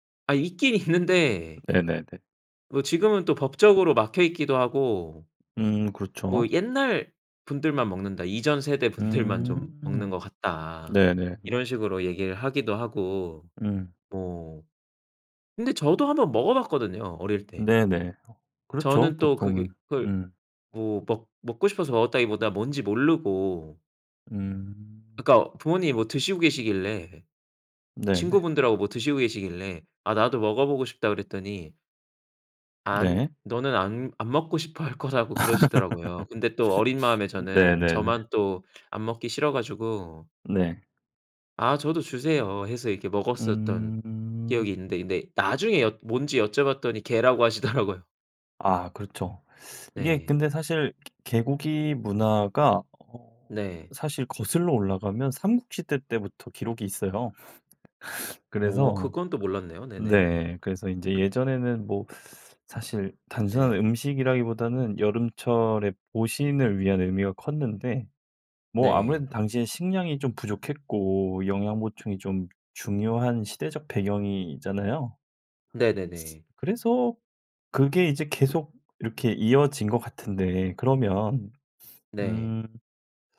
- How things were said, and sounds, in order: tapping; laugh; teeth sucking; tsk; laugh; other background noise; sniff
- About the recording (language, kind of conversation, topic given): Korean, podcast, 네 문화에 대해 사람들이 오해하는 점은 무엇인가요?